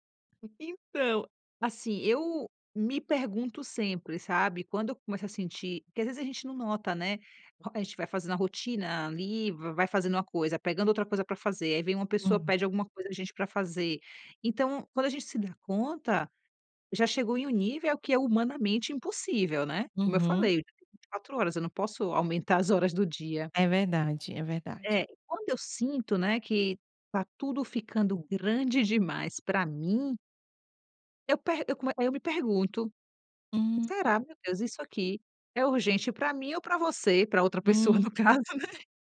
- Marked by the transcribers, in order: chuckle
- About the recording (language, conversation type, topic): Portuguese, podcast, Como você prioriza tarefas quando tudo parece urgente?